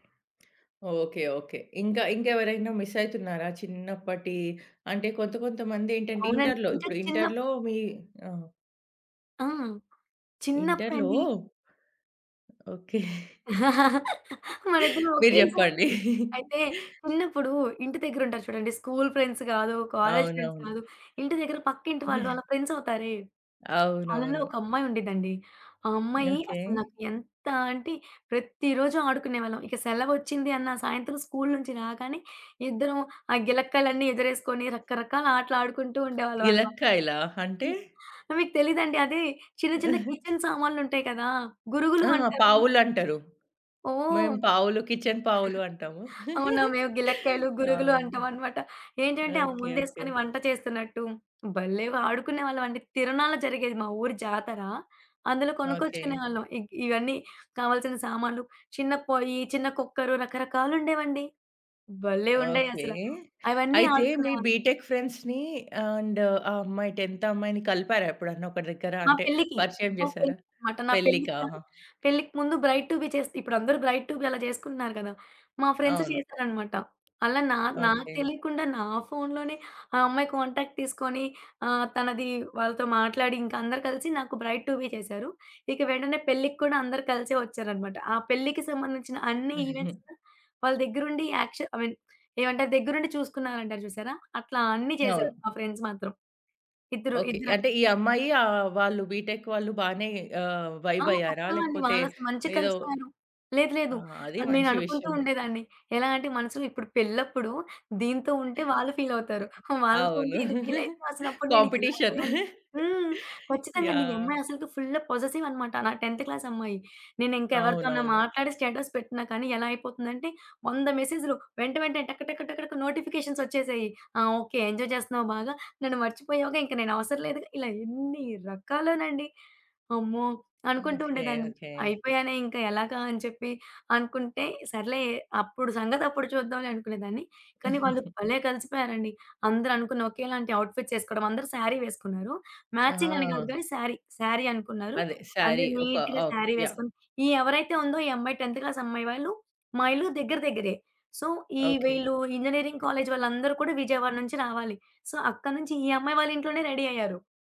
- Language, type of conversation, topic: Telugu, podcast, పాత స్నేహితులతో సంబంధాన్ని ఎలా నిలుపుకుంటారు?
- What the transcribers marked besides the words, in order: tapping; chuckle; chuckle; other background noise; in English: "స్కూల్ ఫ్రెండ్స్"; in English: "కాలేజ్ ఫ్రెండ్స్"; chuckle; chuckle; in English: "కిచెన్"; chuckle; in English: "కిచెన్"; chuckle; in English: "బీటెక్ ఫ్రెండ్స్‌ని అండ్"; in English: "టెన్త్"; in English: "బ్రైట్ టూ బీ"; in English: "బ్రైట్ టూ బీ"; in English: "ఫ్రెండ్స్"; in English: "కాంటాక్ట్"; in English: "బ్రైట్ టు బీ"; chuckle; in English: "ఈవెంట్స్"; in English: "యాక్షన్ ఐ మీన్"; in English: "ఫ్రెండ్స్"; in English: "బీటెక్"; laughing while speaking: "కాంపిటీషిన్"; in English: "కాంపిటీషిన్"; in English: "టెన్త్"; in English: "స్టేటస్"; in English: "ఎంజాయ్"; giggle; in English: "శారీ"; in English: "శారీ, శారీ"; in English: "నీట్‌గాశారీ"; in English: "శారీ"; in English: "టెన్త్"; in English: "సో"; in English: "సో"; in English: "రెడీ"